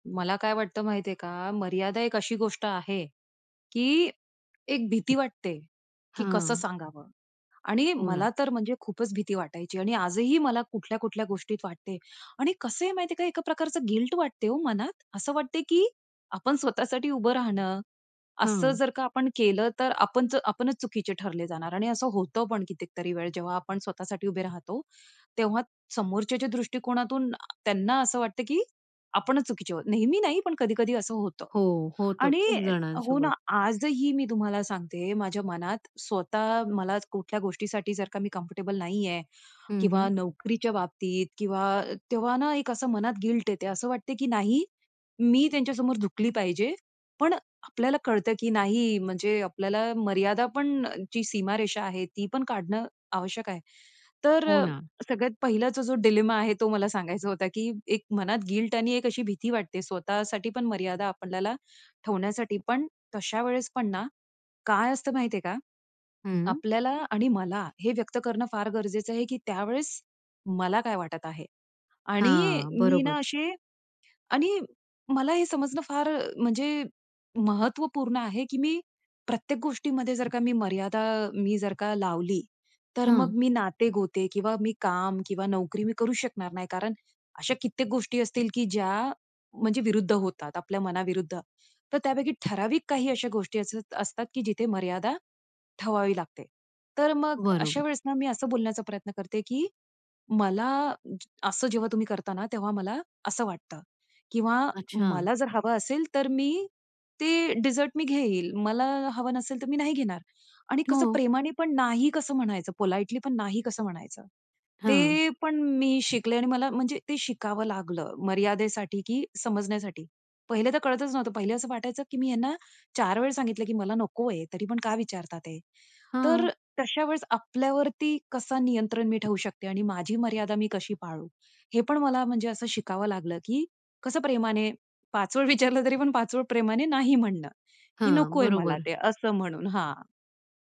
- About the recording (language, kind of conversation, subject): Marathi, podcast, एखाद्याला मर्यादा ठरवून सांगताना तुम्ही नेमकं काय आणि कसं बोलता?
- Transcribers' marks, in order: in English: "गिल्ट"; other background noise; in English: "कम्फर्टेबल"; in English: "गिल्ट"; in English: "डिलेमा"; in English: "गिल्ट"; tapping; in English: "डेझर्ट"; in English: "पोलाईटली"; laughing while speaking: "विचारलं तरी पण पाचवळ प्रेमाने नाही म्हणणं"